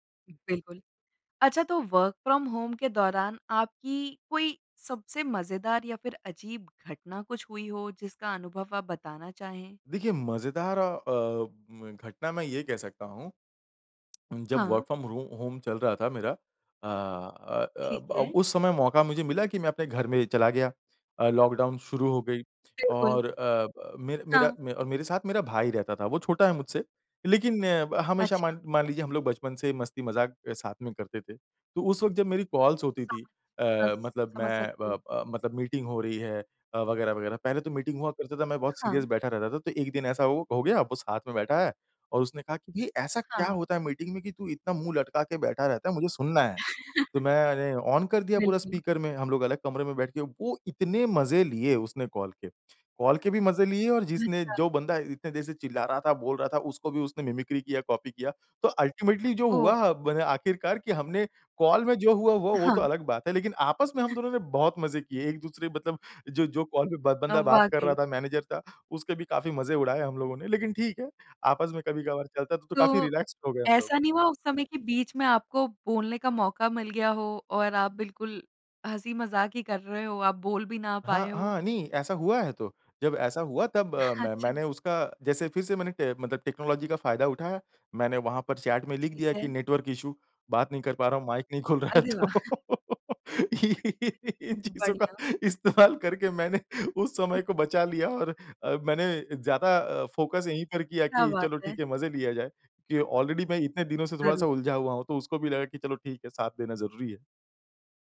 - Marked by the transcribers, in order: other noise; in English: "वर्क फ्रॉम होम"; tapping; in English: "वर्क फ्रॉम"; in English: "होम"; in English: "लॉकडाउन"; in English: "कॉल्स"; in English: "मीटिंग"; in English: "मीटिंग"; in English: "सीरियस"; in English: "मीटिंग"; in English: "ऑन"; chuckle; in English: "मिमिक्री"; in English: "कॉपी"; in English: "अल्टीमेटली"; breath; in English: "रिलैक्स"; other background noise; laughing while speaking: "अच्छा"; in English: "टेक्नोलॉजी"; in English: "नेटवर्क इश्यू"; chuckle; laughing while speaking: "रहा है तो। इन चीज़ों का इस्तेमाल करके मैंने"; laugh; in English: "फ़ोकस"; in English: "ऑलरेडी"
- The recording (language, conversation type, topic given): Hindi, podcast, घर से काम करने का आपका अनुभव कैसा रहा है?